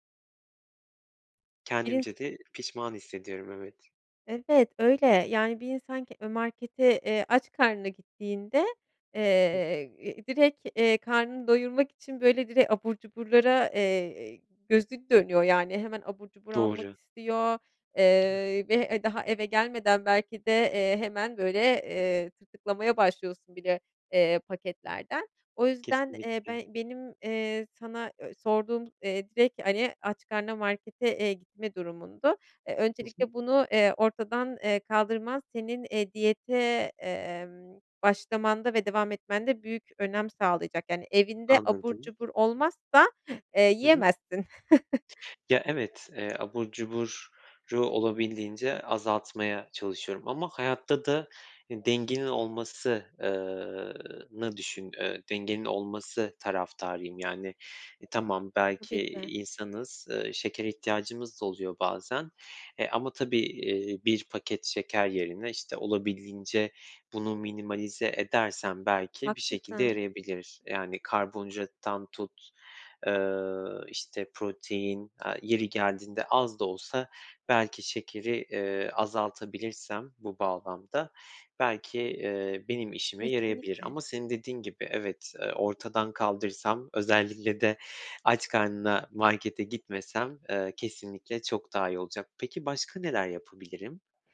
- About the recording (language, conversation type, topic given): Turkish, advice, Diyete başlayıp motivasyonumu kısa sürede kaybetmemi nasıl önleyebilirim?
- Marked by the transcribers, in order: other noise; other background noise; "direkt" said as "direk"; chuckle